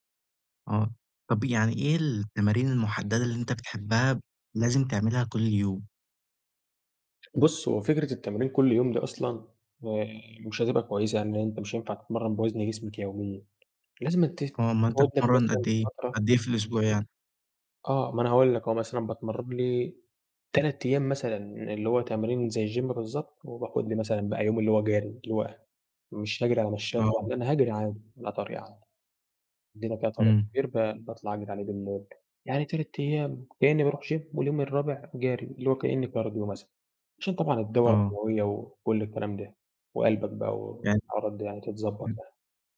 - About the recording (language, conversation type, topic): Arabic, podcast, إزاي تحافظ على نشاطك البدني من غير ما تروح الجيم؟
- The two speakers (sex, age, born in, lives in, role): male, 18-19, Egypt, Egypt, guest; male, 20-24, Egypt, Egypt, host
- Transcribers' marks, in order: in English: "الgym"; in English: "gym"; in English: "cardio"